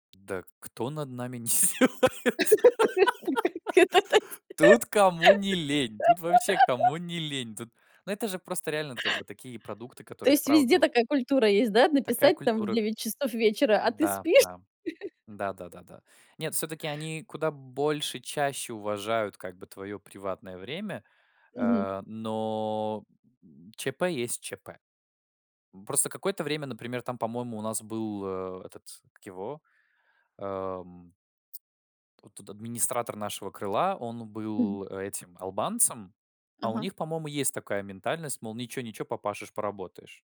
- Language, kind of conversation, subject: Russian, podcast, Как выстроить границы между удалённой работой и личным временем?
- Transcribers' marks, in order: laughing while speaking: "не издевается?"; laugh; unintelligible speech; laugh